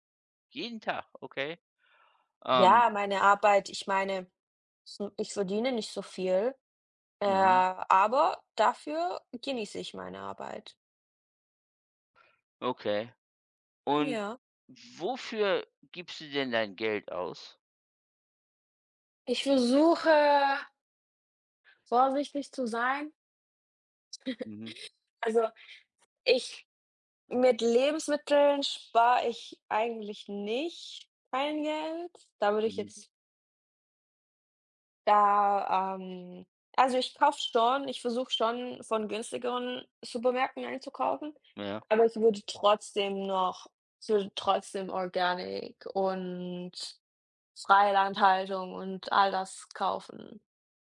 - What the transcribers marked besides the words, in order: laugh; in English: "organic"; other background noise
- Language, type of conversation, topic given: German, unstructured, Wie entscheidest du, wofür du dein Geld ausgibst?